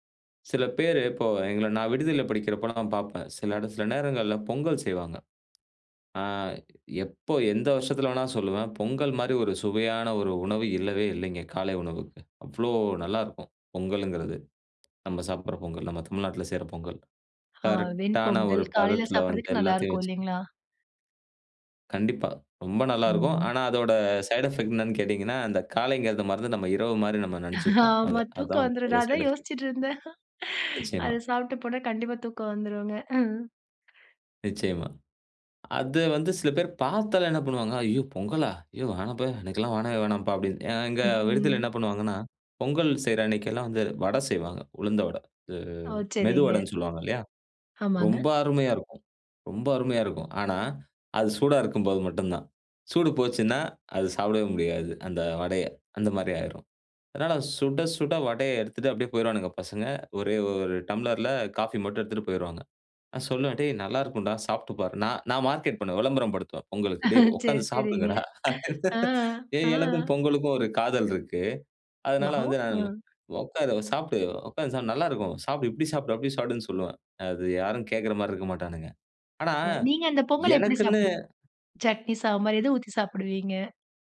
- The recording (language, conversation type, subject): Tamil, podcast, உங்கள் காலை உணவு பழக்கம் எப்படி இருக்கிறது?
- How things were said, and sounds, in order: other background noise; other noise; in English: "சைடு எஃபெக்ட்"; laughing while speaking: "ஆமா. தூக்கம் வந்துரும். நான் அதான் … தூக்கம் வந்துடுங்க. ஹம்"; in English: "சைட் எஃபெக்ட்"; drawn out: "ம்"; laughing while speaking: "சரி, சரிங்க"; laughing while speaking: "சாப்டுங்கடா"